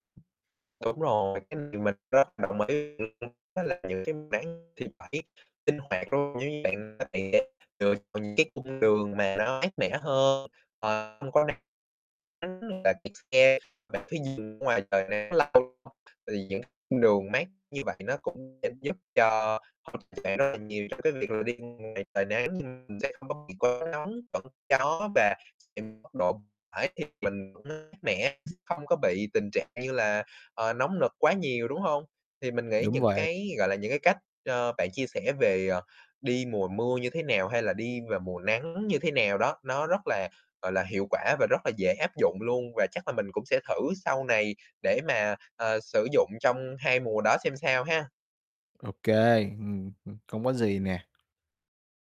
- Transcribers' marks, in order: distorted speech; tapping; unintelligible speech; other background noise
- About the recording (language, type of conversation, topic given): Vietnamese, podcast, Chu kỳ mưa và hạn hán đã làm cuộc sống của bạn thay đổi như thế nào?